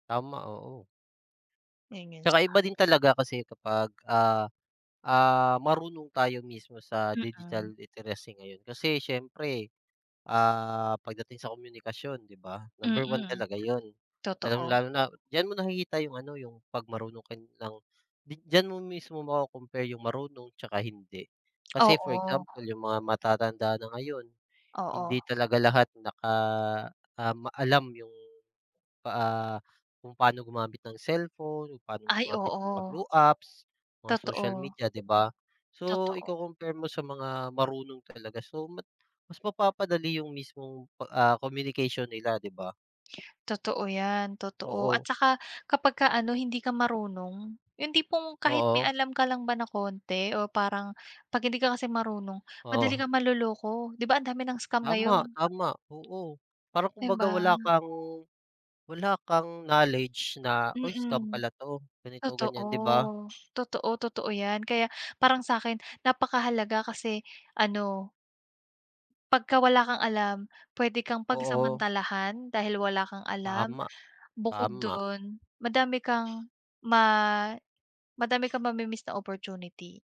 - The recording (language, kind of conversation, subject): Filipino, unstructured, Paano mo ipaliliwanag ang kahalagahan ng pagiging bihasa sa paggamit ng teknolohiyang pang-impormasyon?
- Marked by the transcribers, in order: in English: "digital literacy"; other background noise